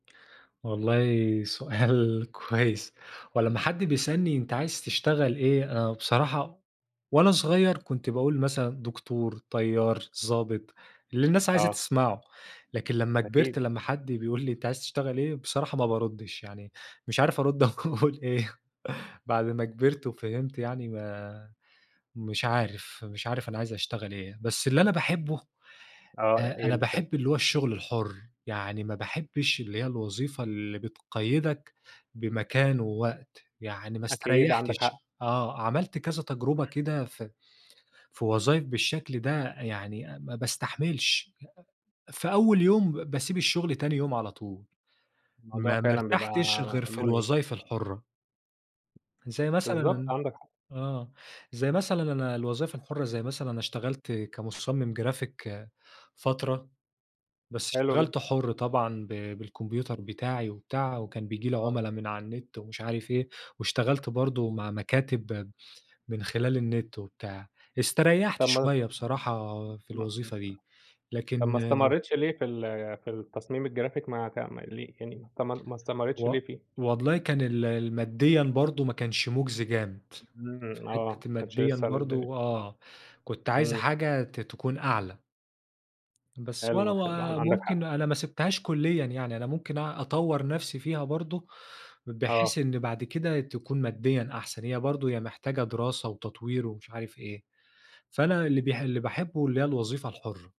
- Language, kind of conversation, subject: Arabic, podcast, إزاي بتختار شغلانة تناسبك بجد؟
- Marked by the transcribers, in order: laughing while speaking: "مش عارف أرد أقول إيه؟"; tapping; in English: "جرافيك"; unintelligible speech; in English: "الجرافيك"